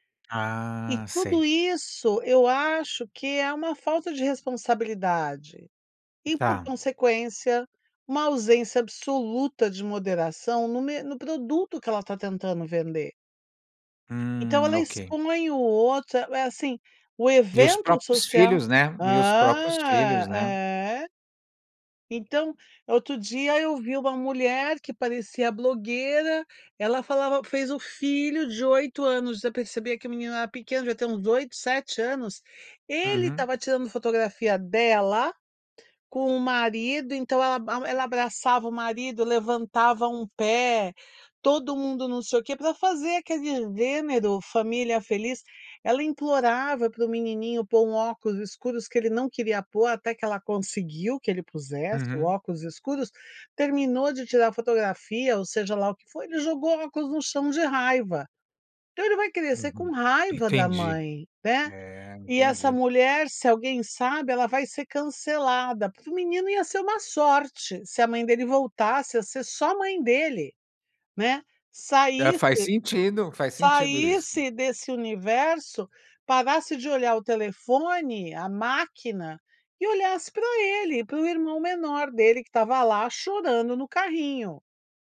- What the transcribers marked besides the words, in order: tapping; drawn out: "Hã"
- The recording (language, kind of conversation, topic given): Portuguese, podcast, O que você pensa sobre o cancelamento nas redes sociais?